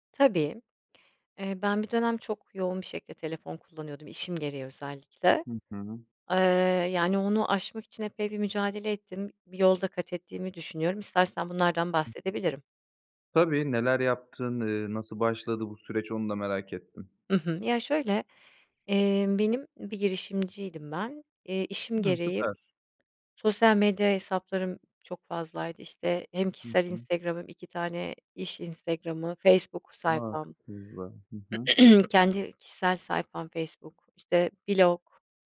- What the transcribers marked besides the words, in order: unintelligible speech; throat clearing
- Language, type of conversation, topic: Turkish, podcast, Telefon bağımlılığıyla başa çıkmanın yolları nelerdir?
- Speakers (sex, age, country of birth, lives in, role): female, 40-44, Turkey, Spain, guest; male, 25-29, Turkey, Bulgaria, host